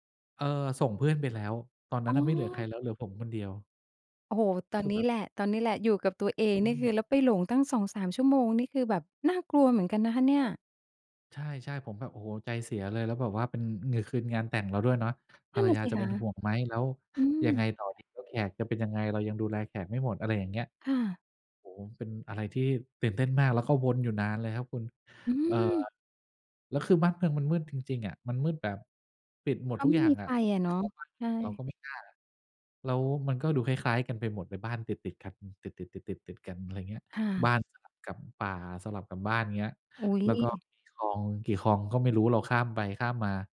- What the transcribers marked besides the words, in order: other noise
- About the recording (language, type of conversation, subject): Thai, podcast, มีช่วงไหนที่คุณหลงทางแล้วได้บทเรียนสำคัญไหม?